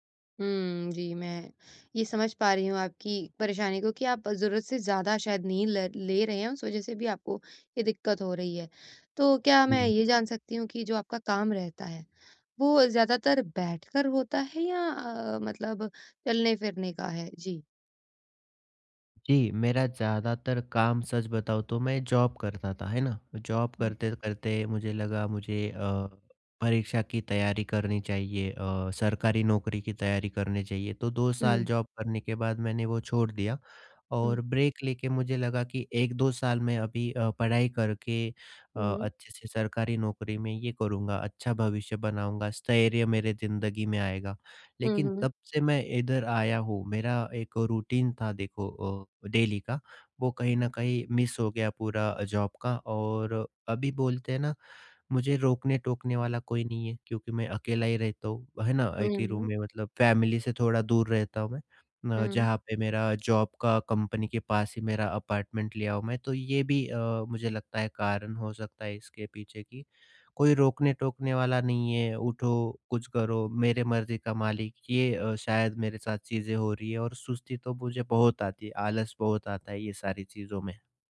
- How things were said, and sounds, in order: other background noise; tapping; in English: "जॉब"; in English: "जॉब"; in English: "जॉब"; in English: "ब्रेक"; in English: "रूटीन"; in English: "डेली"; in English: "मिस"; in English: "जॉब"; in English: "रूम"; in English: "फैमिली"; in English: "जॉब"; in English: "अपार्टमेंट"
- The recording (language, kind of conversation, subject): Hindi, advice, मैं दिनभर कम ऊर्जा और सुस्ती क्यों महसूस कर रहा/रही हूँ?